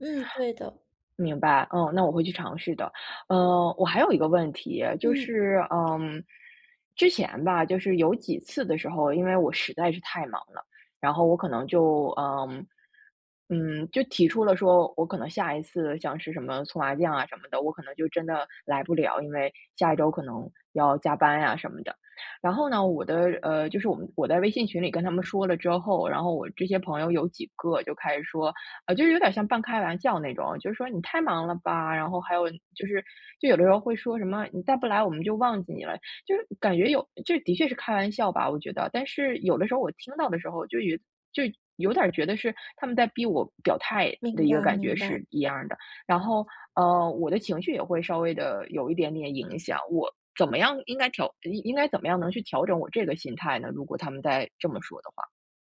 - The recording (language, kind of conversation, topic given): Chinese, advice, 朋友群经常要求我参加聚会，但我想拒绝，该怎么说才礼貌？
- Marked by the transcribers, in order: put-on voice: "你太忙了吧？"